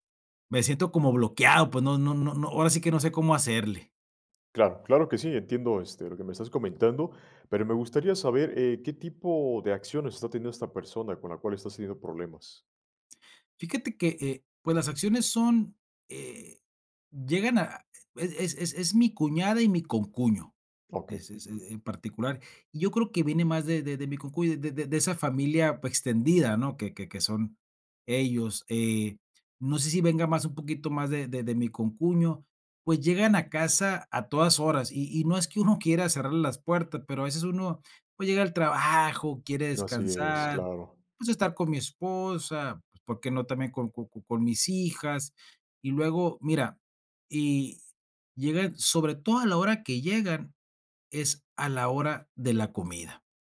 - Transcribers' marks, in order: none
- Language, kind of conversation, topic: Spanish, advice, ¿Cómo puedo establecer límites con un familiar invasivo?